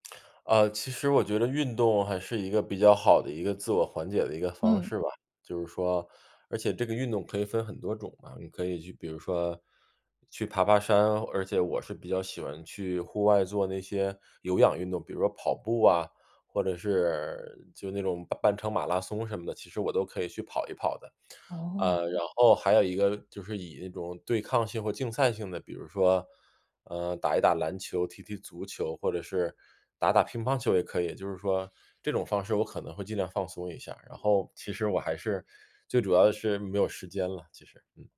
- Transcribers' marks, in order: none
- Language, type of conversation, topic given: Chinese, advice, 我怎样才能把自我关怀变成每天的习惯？
- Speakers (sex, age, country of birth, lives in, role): female, 30-34, China, Japan, advisor; male, 40-44, China, United States, user